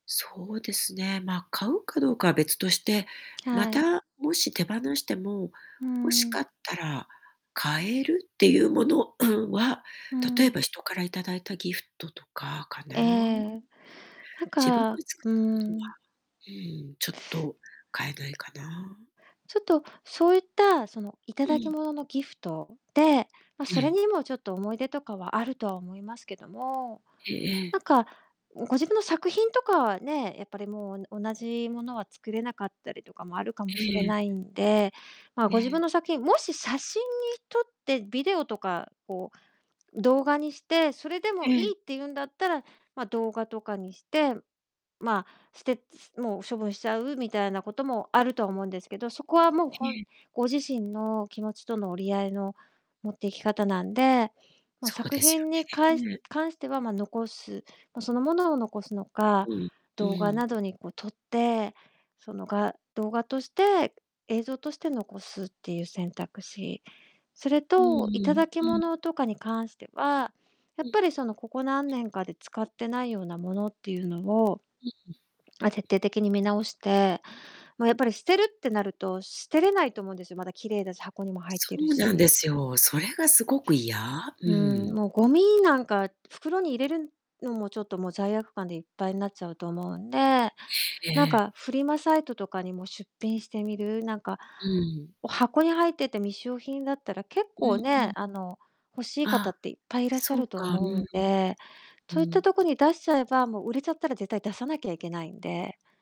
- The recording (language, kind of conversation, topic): Japanese, advice, 贈り物や思い出の品が増えて家のスペースが足りないのですが、どうすればいいですか？
- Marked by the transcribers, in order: tapping; static; throat clearing; distorted speech; swallow; other background noise